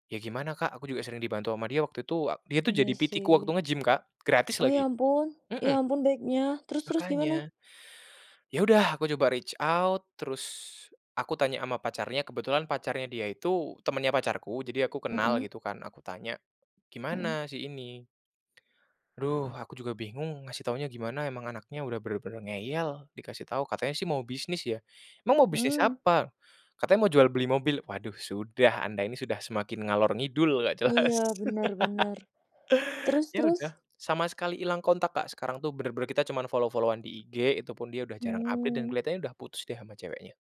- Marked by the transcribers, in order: in English: "PT-ku"; in English: "nge gym"; in English: "reach out"; laugh; in English: "follow-follow-an"; in English: "update"
- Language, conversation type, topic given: Indonesian, podcast, Menurutmu, apa perbedaan belajar daring dibandingkan dengan tatap muka?